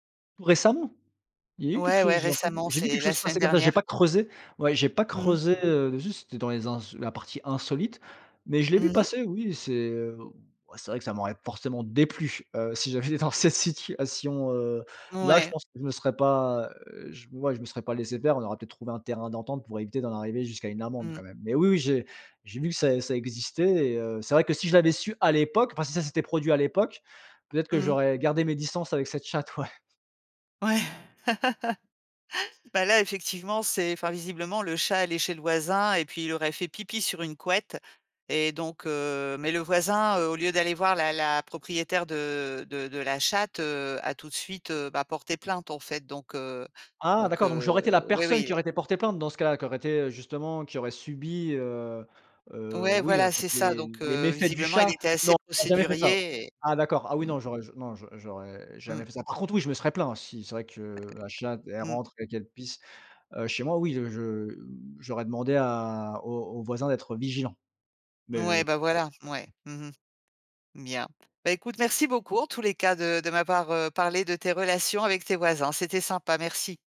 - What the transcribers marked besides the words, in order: stressed: "déplu"; laugh; tapping
- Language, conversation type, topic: French, podcast, Comment gagne-t-on la confiance de ses voisins ?